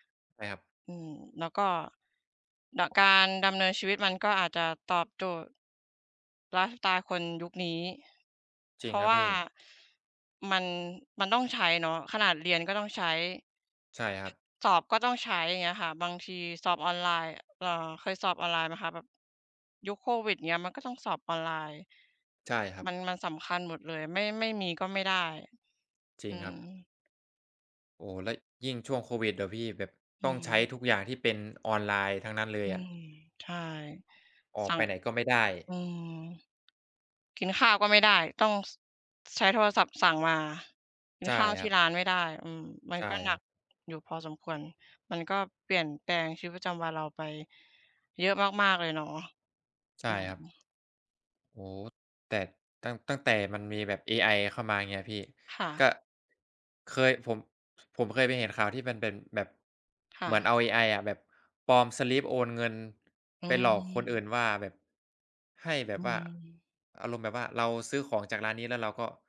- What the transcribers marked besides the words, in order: other background noise; tapping
- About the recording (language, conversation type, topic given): Thai, unstructured, เทคโนโลยีได้เปลี่ยนแปลงวิถีชีวิตของคุณอย่างไรบ้าง?